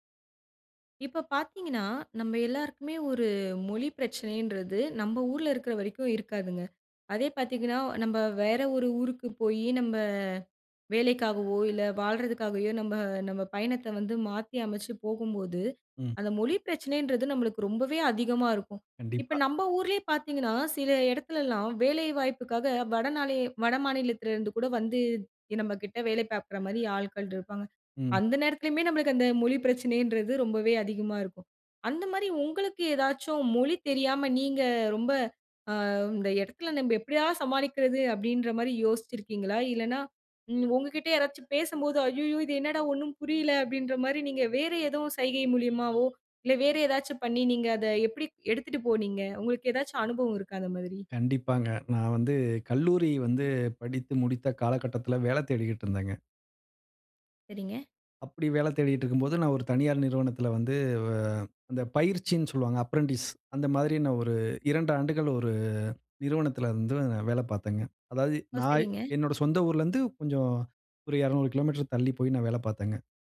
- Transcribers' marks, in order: other background noise; other noise; horn; in English: "அப்ரென்டிஸ்"
- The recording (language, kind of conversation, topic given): Tamil, podcast, நீங்கள் பேசும் மொழியைப் புரிந்துகொள்ள முடியாத சூழலை எப்படிச் சமாளித்தீர்கள்?